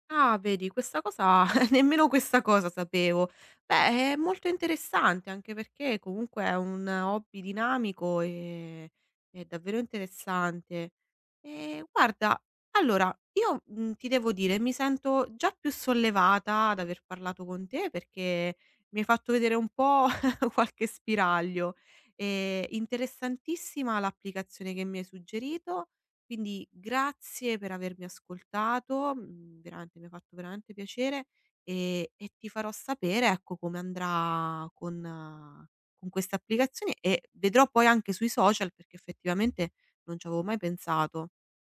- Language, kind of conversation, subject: Italian, advice, Come posso fare nuove amicizie e affrontare la solitudine nella mia nuova città?
- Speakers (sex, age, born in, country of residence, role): female, 25-29, Italy, Italy, advisor; female, 30-34, Italy, Italy, user
- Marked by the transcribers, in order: chuckle; tapping; chuckle; laughing while speaking: "qualche"; other background noise